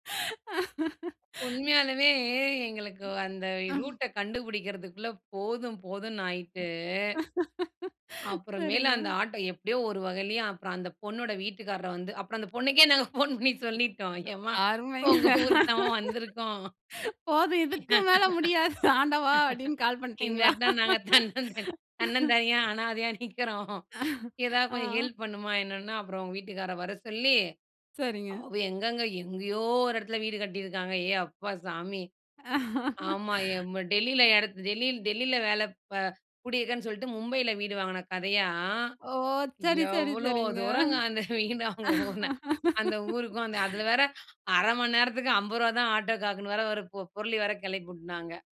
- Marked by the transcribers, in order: laugh; other noise; laugh; laughing while speaking: "அப்புறம் அந்த பொண்ணுக்கே நாங்க போன் … ஹெல்ப் பண்ணுமா என்னன்னா"; laughing while speaking: "அருமைங்க. போதும், இதுக்கு மேல முடியாது, ஆண்டவா அப்டின்னு கால் பண்டிங்களா?"; chuckle; chuckle; drawn out: "கதையா"; laughing while speaking: "எவ்ளோ தூரங்க அந்த வீடு, அவங்க … வேற கிளப்பி விட்டுனாங்க"; laughing while speaking: "ஓ! சரி, சரி, சரிங்க"
- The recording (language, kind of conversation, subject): Tamil, podcast, ஒரு புதிய நகரில் எப்படிச் சங்கடமில்லாமல் நண்பர்களை உருவாக்கலாம்?